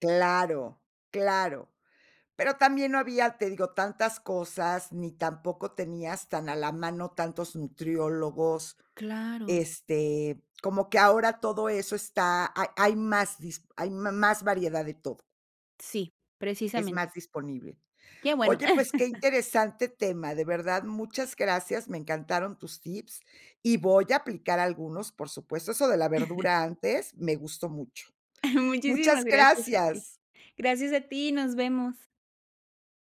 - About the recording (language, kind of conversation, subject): Spanish, podcast, ¿Cómo te organizas para comer más sano cada semana?
- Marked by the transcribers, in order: chuckle; chuckle; laughing while speaking: "Muchísimas gracias a ti"